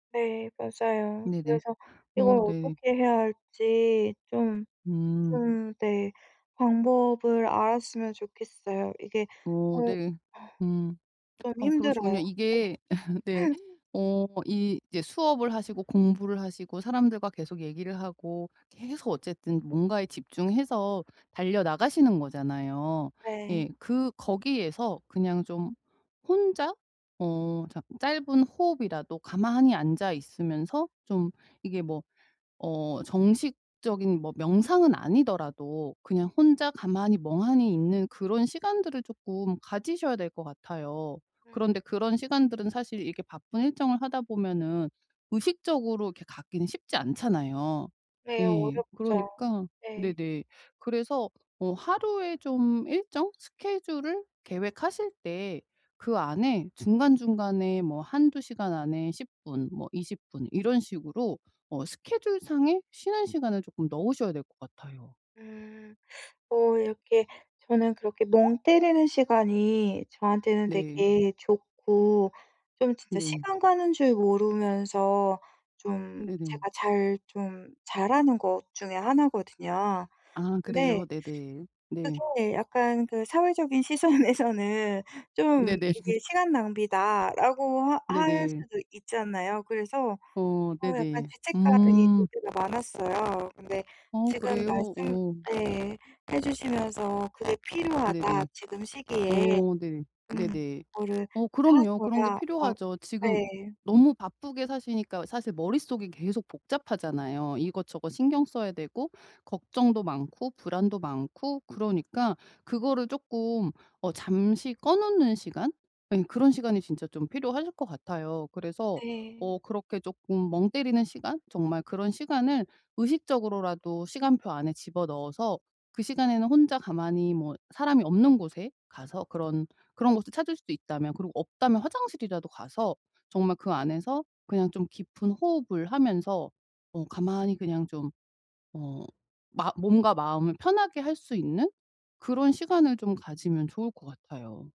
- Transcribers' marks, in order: other background noise; laugh; tapping; laughing while speaking: "시선에서는"; laughing while speaking: "네네"
- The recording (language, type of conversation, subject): Korean, advice, 일상적인 스트레스 속에서 생각에 휘둘리지 않고 마음을 지키려면 어떻게 마음챙김을 실천하면 좋을까요?